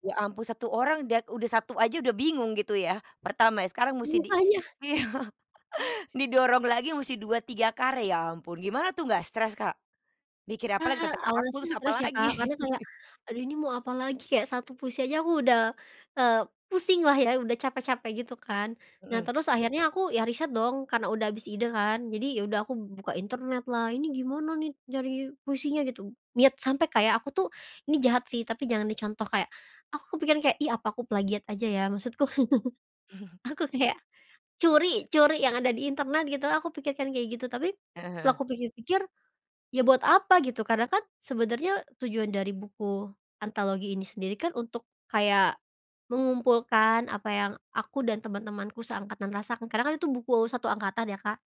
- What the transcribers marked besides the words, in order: laughing while speaking: "Mangkanya"; chuckle; laugh; chuckle; laughing while speaking: "aku kayak"; "antologi" said as "antalogi"
- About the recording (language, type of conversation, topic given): Indonesian, podcast, Apa pengalaman belajar paling berkesanmu saat masih sekolah?